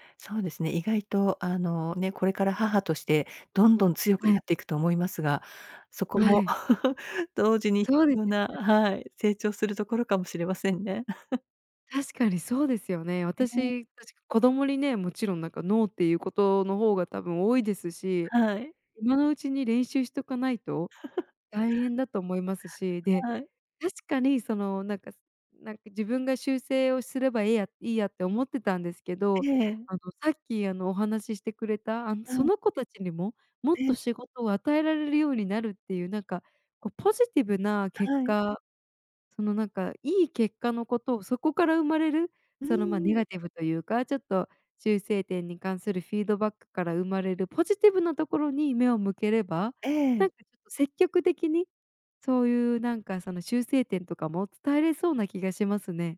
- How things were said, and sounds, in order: chuckle; chuckle; chuckle; tapping
- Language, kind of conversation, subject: Japanese, advice, 仕事が多すぎて終わらないとき、どうすればよいですか？